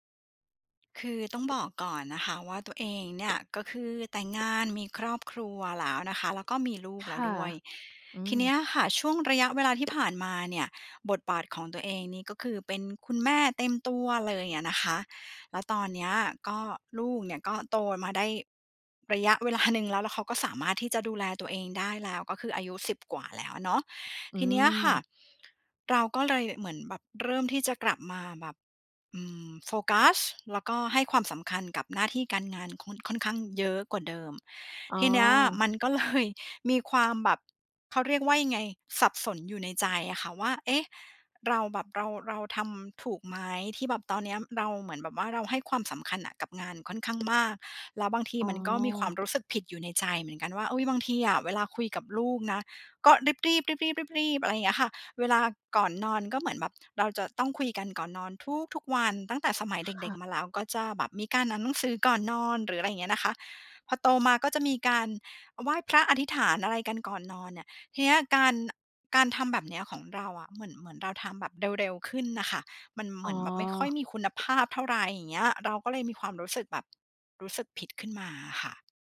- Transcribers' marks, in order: tapping; laughing while speaking: "เวลา"; stressed: "โฟกัส"; laughing while speaking: "ก็เลย"
- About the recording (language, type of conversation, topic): Thai, advice, คุณรู้สึกผิดอย่างไรเมื่อจำเป็นต้องเลือกงานมาก่อนครอบครัว?